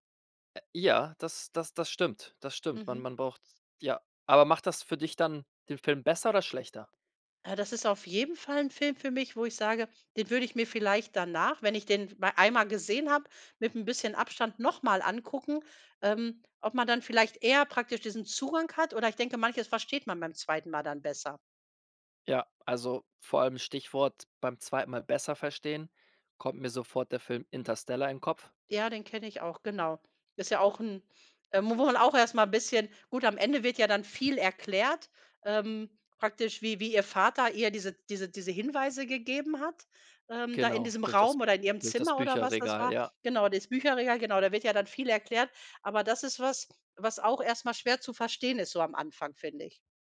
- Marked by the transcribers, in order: stressed: "jeden"; stressed: "noch"
- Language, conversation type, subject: German, podcast, Wie viel sollte ein Film erklären und wie viel sollte er offenlassen?